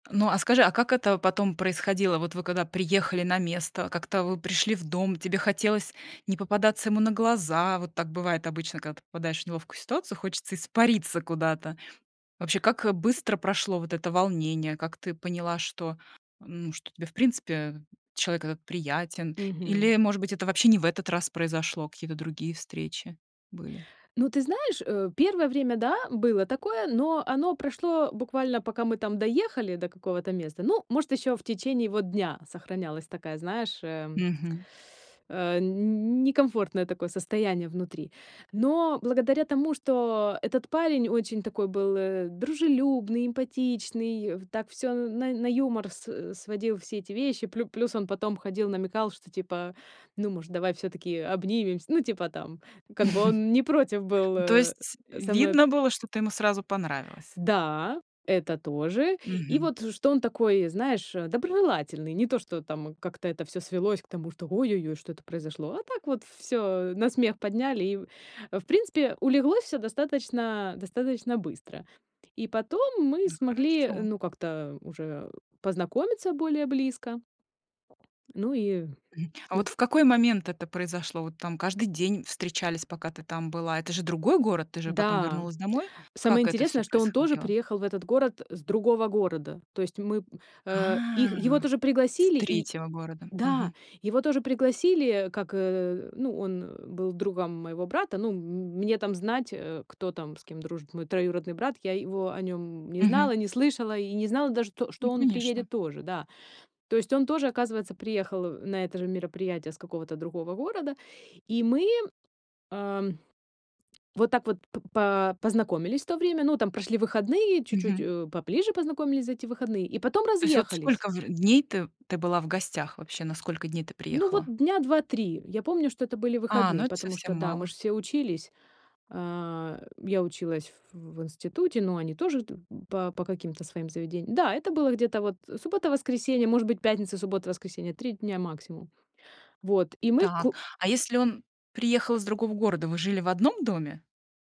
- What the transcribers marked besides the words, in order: tapping; chuckle; other background noise
- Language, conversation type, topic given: Russian, podcast, Когда случайная встреча резко изменила твою жизнь?